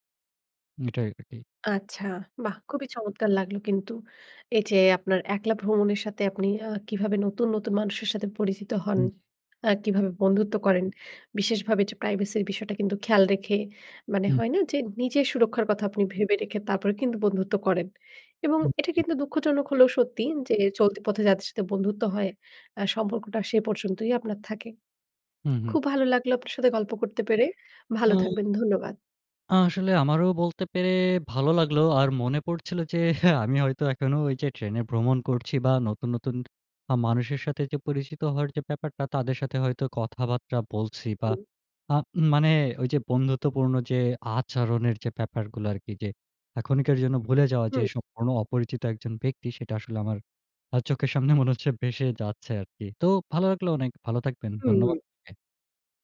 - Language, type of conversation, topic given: Bengali, podcast, একলা ভ্রমণে সহজে বন্ধুত্ব গড়ার উপায় কী?
- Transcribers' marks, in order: laughing while speaking: "আমি হয়তো এখনো"